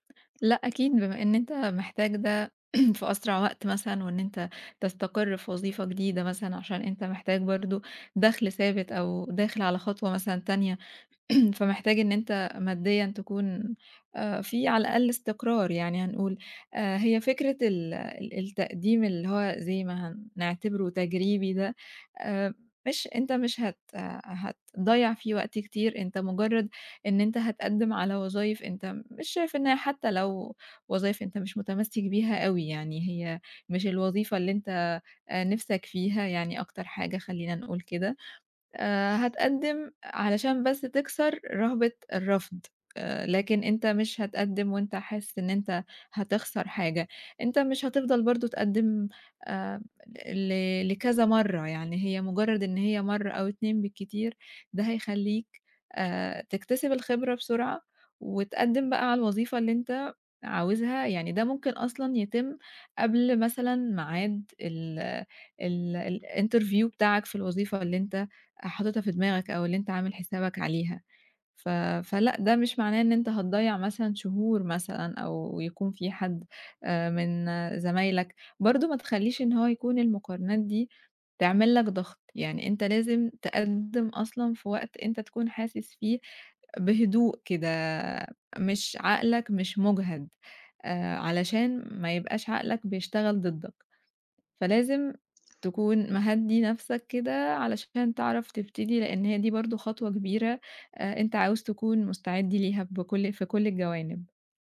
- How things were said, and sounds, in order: throat clearing; throat clearing; in English: "الinterview"; tapping
- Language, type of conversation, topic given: Arabic, advice, إزاي أتغلب على ترددي إني أقدّم على شغلانة جديدة عشان خايف من الرفض؟